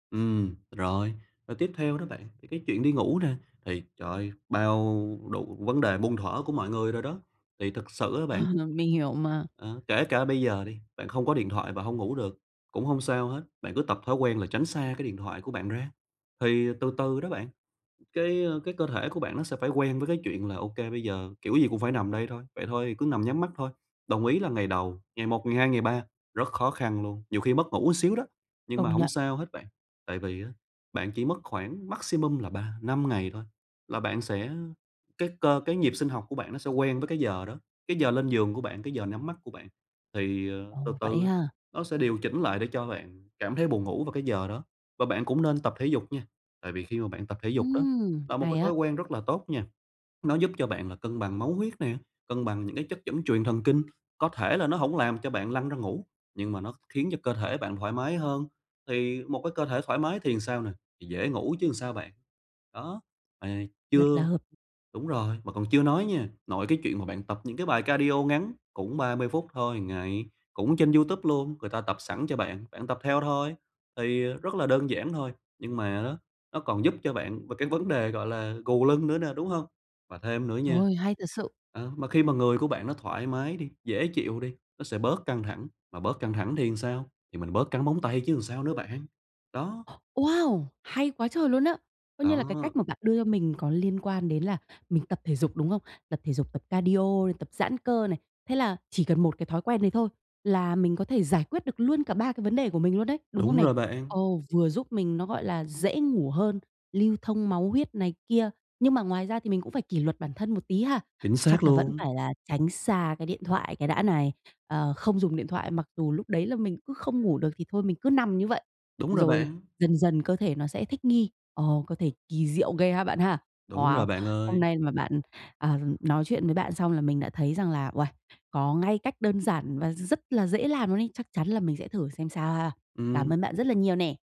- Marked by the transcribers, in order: other background noise; laugh; tapping; in English: "maximum"; "làm" said as "ừn"; in English: "cardio"; "làm" said as "ừn"; "làm" said as "ừn"; in English: "cardio"
- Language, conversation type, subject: Vietnamese, advice, Làm thế nào để thay thế thói quen xấu bằng một thói quen mới?